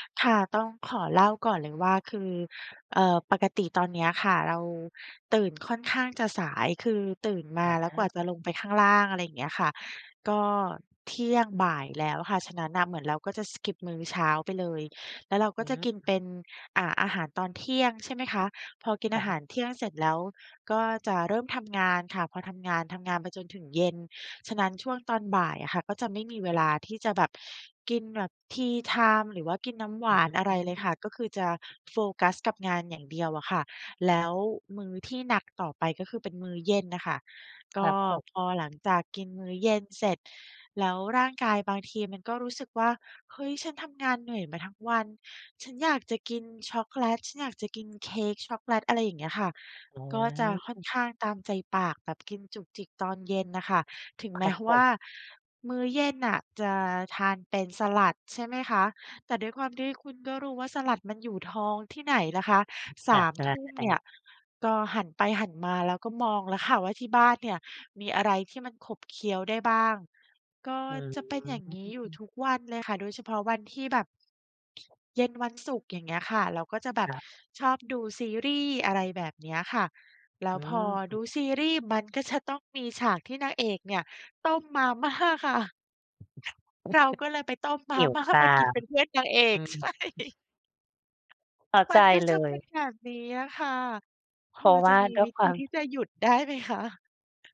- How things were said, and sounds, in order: in English: "skip"; in English: "tea time"; laughing while speaking: "แม้"; tapping; unintelligible speech; laughing while speaking: "จะ"; chuckle; laughing while speaking: "ต้มมาม่าค่ะ"; other background noise; chuckle; laughing while speaking: "ใช่"; laughing while speaking: "ได้ไหมคะ ?"
- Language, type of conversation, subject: Thai, advice, ทำอย่างไรดีเมื่อพยายามกินอาหารเพื่อสุขภาพแต่ชอบกินจุกจิกตอนเย็น?